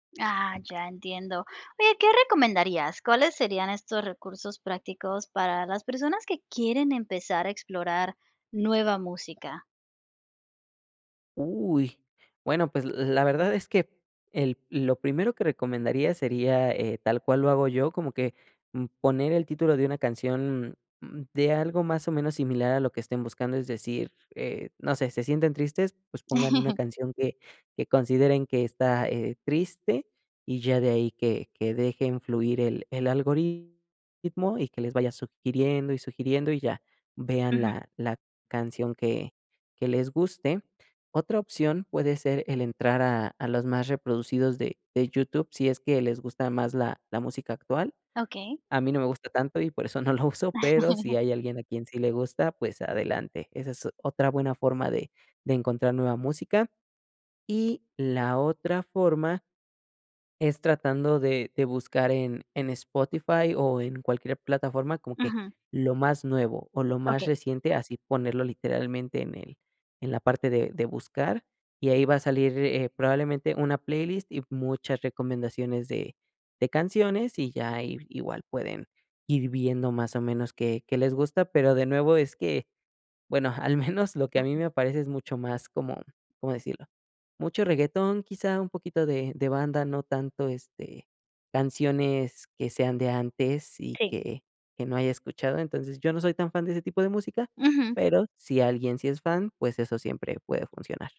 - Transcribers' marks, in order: chuckle; chuckle
- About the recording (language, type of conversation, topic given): Spanish, podcast, ¿Cómo descubres nueva música hoy en día?